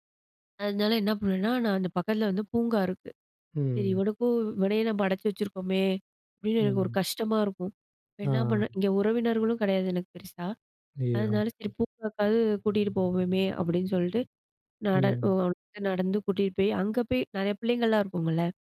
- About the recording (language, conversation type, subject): Tamil, podcast, ஒரு சாதாரண காலையில் மகிழ்ச்சி உங்களுக்கு எப்படி தோன்றுகிறது?
- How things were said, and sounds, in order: unintelligible speech